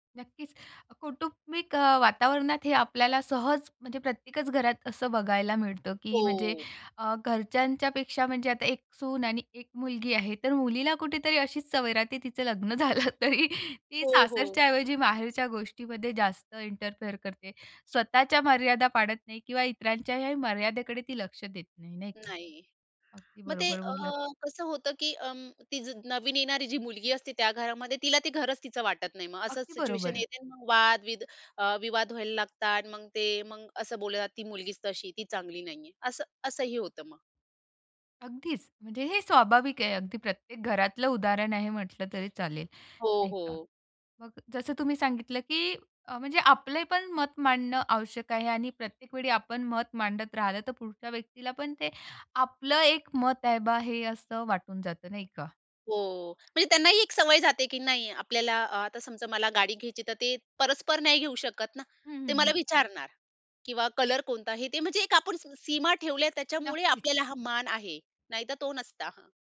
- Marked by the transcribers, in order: laughing while speaking: "लग्न झालं तरी"; in English: "इंटरफेअर"; tapping
- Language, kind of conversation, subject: Marathi, podcast, कुटुंबाला तुमच्या मर्यादा स्वीकारायला मदत करण्यासाठी तुम्ही काय कराल?